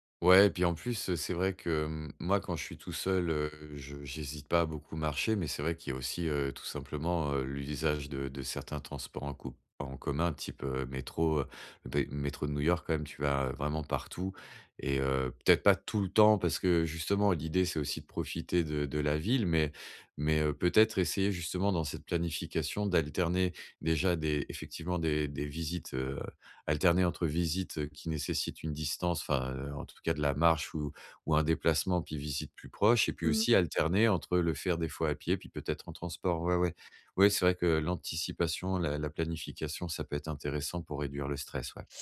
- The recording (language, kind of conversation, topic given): French, advice, Comment gérer le stress quand mes voyages tournent mal ?
- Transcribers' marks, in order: none